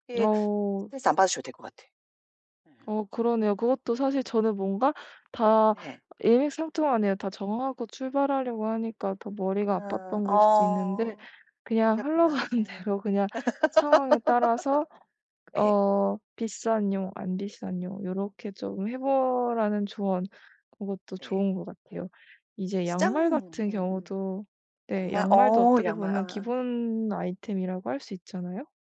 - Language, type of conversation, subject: Korean, advice, 옷장을 정리하고 기본 아이템을 효율적으로 갖추려면 어떻게 시작해야 할까요?
- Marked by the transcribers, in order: other background noise; laughing while speaking: "흘러가는 대로"; tapping; laugh